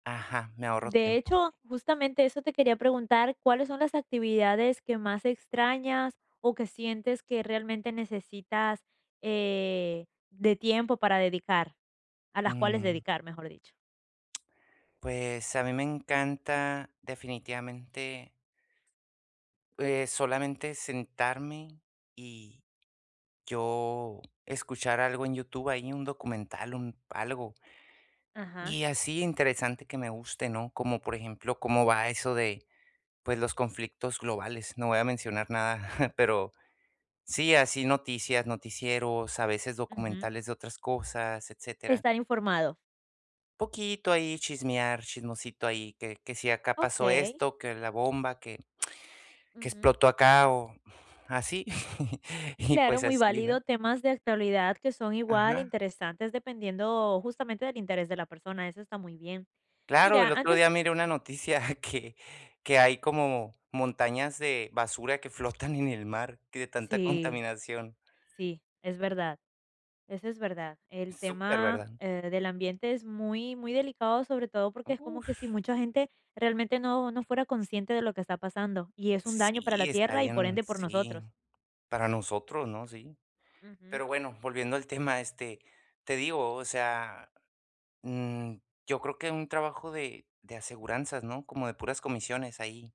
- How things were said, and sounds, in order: tapping; chuckle; lip smack; chuckle; laughing while speaking: "noticia que"
- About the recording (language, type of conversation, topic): Spanish, advice, ¿Cómo puedo organizar mejor mi tiempo para equilibrar el trabajo y mi vida personal?
- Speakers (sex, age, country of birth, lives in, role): female, 20-24, Italy, United States, advisor; male, 30-34, United States, United States, user